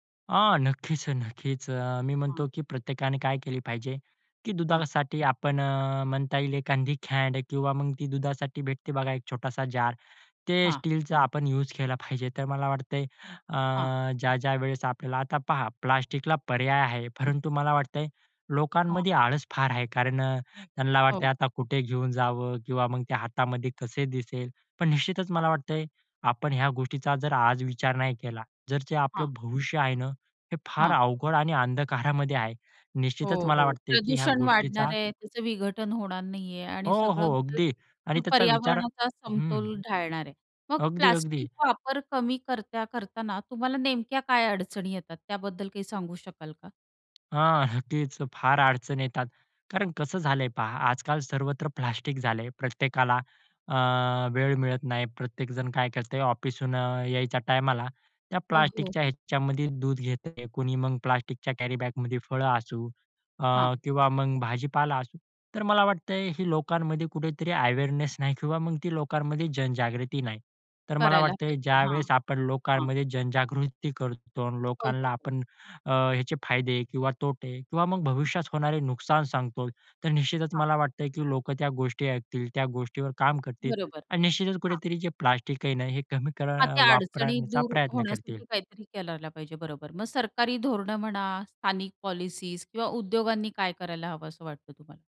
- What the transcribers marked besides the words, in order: laughing while speaking: "नक्कीच अ, नक्कीच"; tapping; "कॅन" said as "खॅन्ड"; laughing while speaking: "पाहिजे"; "त्यांना" said as "त्यान्ला"; laughing while speaking: "अंधकारामध्ये"; other background noise; laughing while speaking: "हां"; other noise; in English: "अवेअरनेस"; "लोकांना" said as "लोकानला"
- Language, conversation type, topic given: Marathi, podcast, प्लास्टिकचा वापर कमी करण्यासाठी तुम्ही कोणते साधे उपाय सुचवाल?